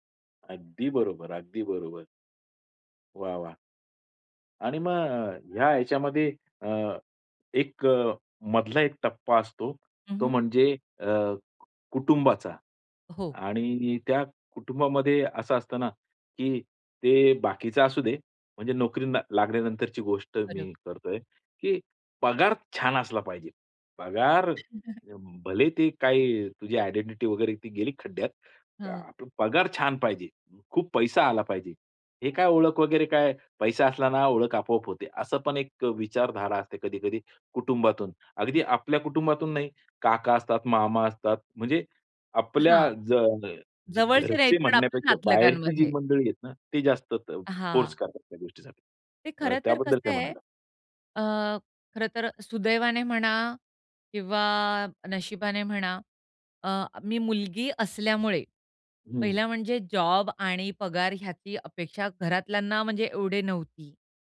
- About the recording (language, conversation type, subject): Marathi, podcast, काम म्हणजे तुमच्यासाठी फक्त पगार आहे की तुमची ओळखही आहे?
- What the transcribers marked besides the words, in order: stressed: "पगार"; chuckle